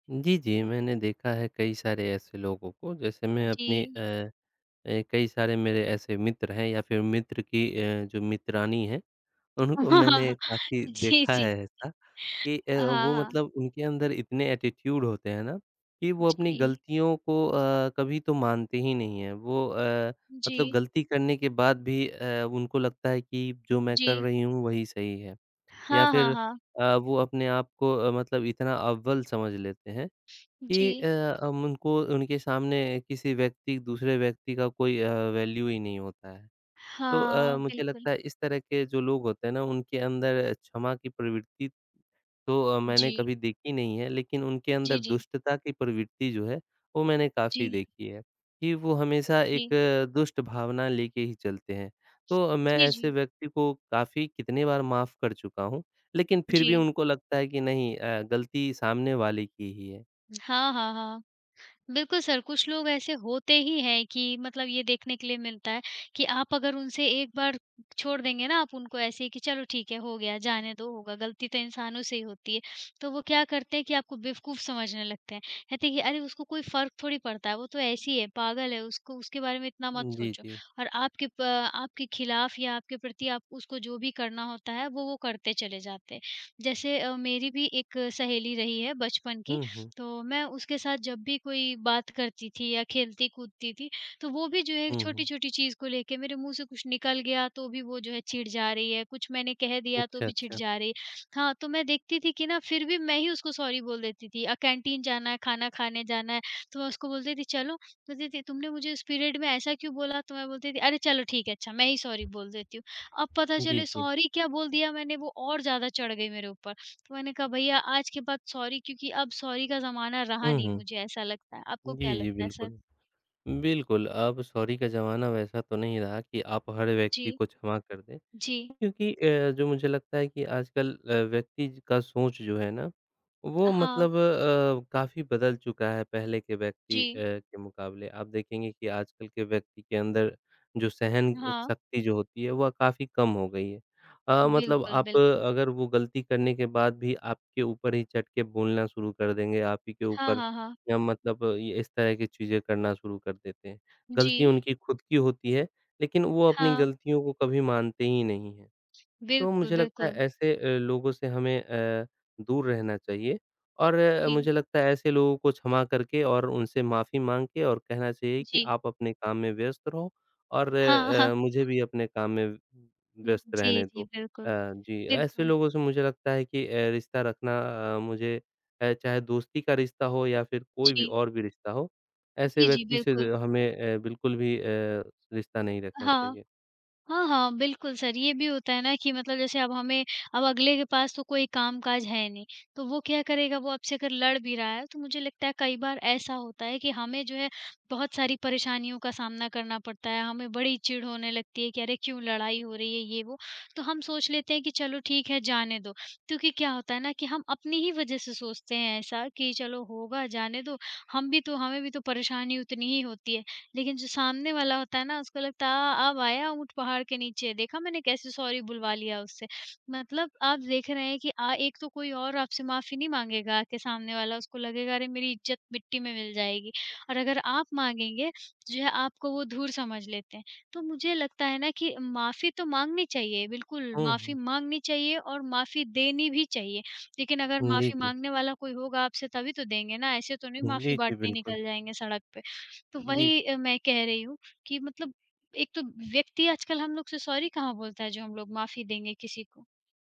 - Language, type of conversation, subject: Hindi, unstructured, क्या क्षमा करना ज़रूरी होता है, और क्यों?
- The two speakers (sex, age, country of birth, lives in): female, 40-44, India, India; male, 25-29, India, India
- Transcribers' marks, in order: tapping; laugh; laughing while speaking: "जी, जी"; in English: "एटीट्यूड"; other background noise; in English: "वैल्यू"; in English: "सॉरी"; in English: "पीरियड"; in English: "सॉरी"; in English: "सॉरी"; in English: "सॉरी"; in English: "सॉरी"; in English: "सॉरी"; in English: "सॉरी"